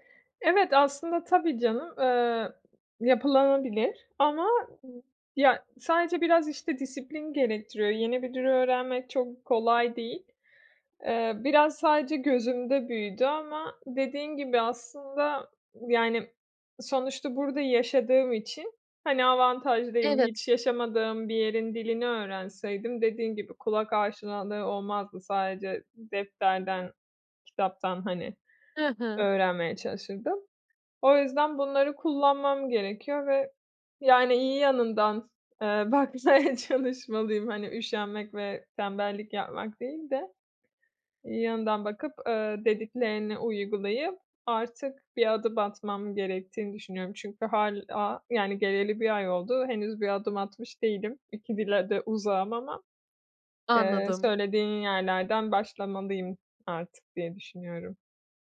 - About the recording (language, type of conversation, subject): Turkish, advice, Yeni bir ülkede dil engelini aşarak nasıl arkadaş edinip sosyal bağlantılar kurabilirim?
- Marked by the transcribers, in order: laughing while speaking: "bakmaya çalışmalıyım"